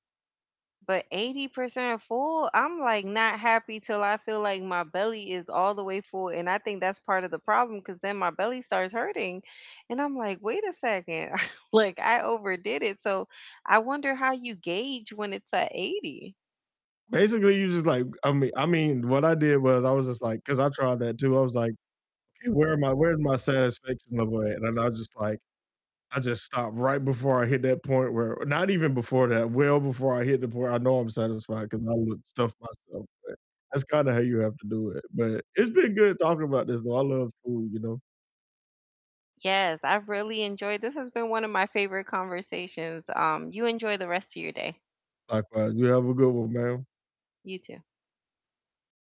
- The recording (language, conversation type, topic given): English, unstructured, What foods feel nourishing and comforting to you, and how do you balance comfort and health?
- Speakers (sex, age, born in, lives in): female, 40-44, United States, United States; male, 30-34, United States, United States
- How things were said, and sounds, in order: static; chuckle; distorted speech